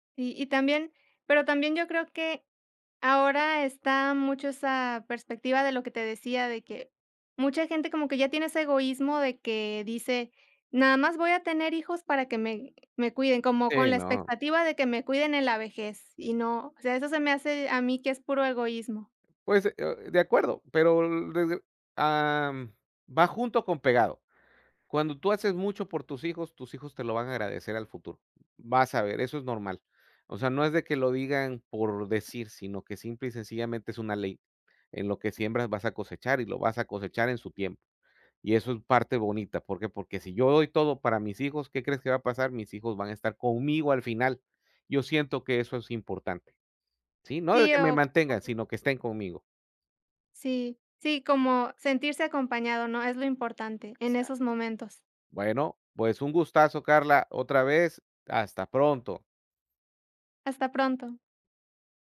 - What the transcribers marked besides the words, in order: unintelligible speech
- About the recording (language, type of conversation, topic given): Spanish, unstructured, ¿Crees que es justo que algunas personas mueran solas?